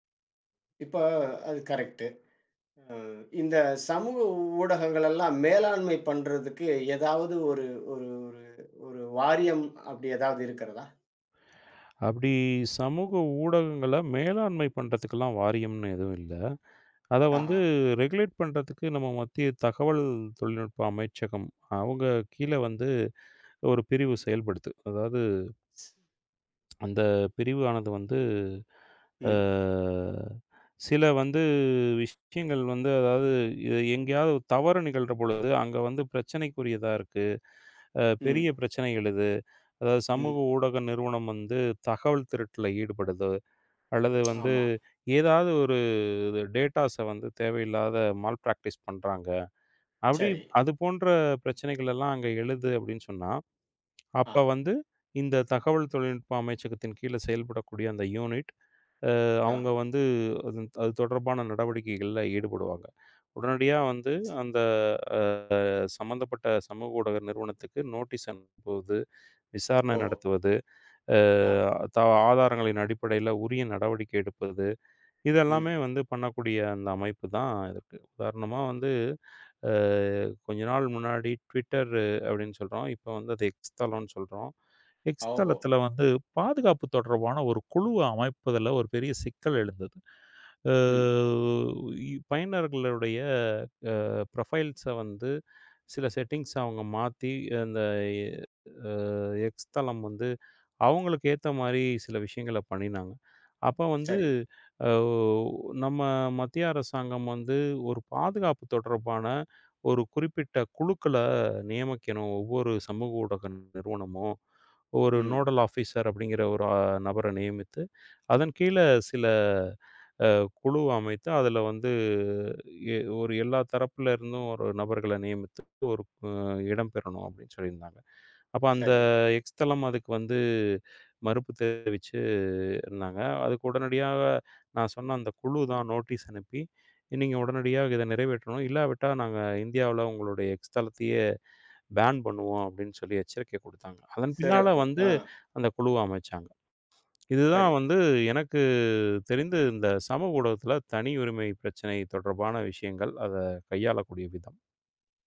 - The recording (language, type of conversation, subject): Tamil, podcast, சமூக ஊடகங்களில் தனியுரிமை பிரச்சினைகளை எப்படிக் கையாளலாம்?
- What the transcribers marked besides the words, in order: in English: "ரெகுலேட்"; tapping; drawn out: "ஆ"; drawn out: "வந்து"; in English: "டேட்டாஸ்"; in English: "மால்ப்ராக்டிஸ்"; in English: "யூனிட்"; drawn out: "அ"; in English: "நோட்டீஸ்"; drawn out: "ஆ"; in English: "ப்ரோபைல்ஸ்"; in English: "செட்டிங்ஸ்"; in English: "நோடள் ஆபிசர்"; drawn out: "அந்த"; in English: "நோட்டீஸ்"; in English: "பேன்"